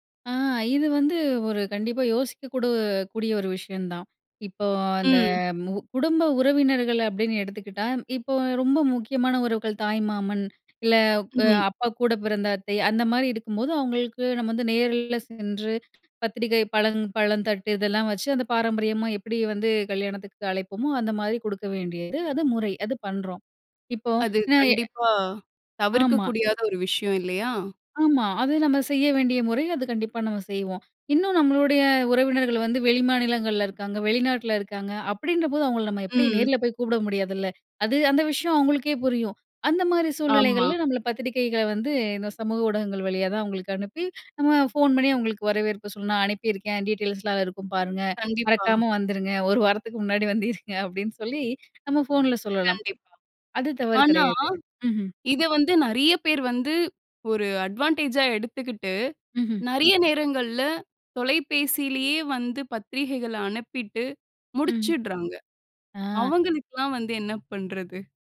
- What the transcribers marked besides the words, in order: unintelligible speech; laughing while speaking: "ஒரு வாரத்துக்கு முன்னாடி வந்து இருங்க"
- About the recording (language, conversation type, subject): Tamil, podcast, சமூக ஊடகங்கள் உறவுகளை எவ்வாறு மாற்றி இருக்கின்றன?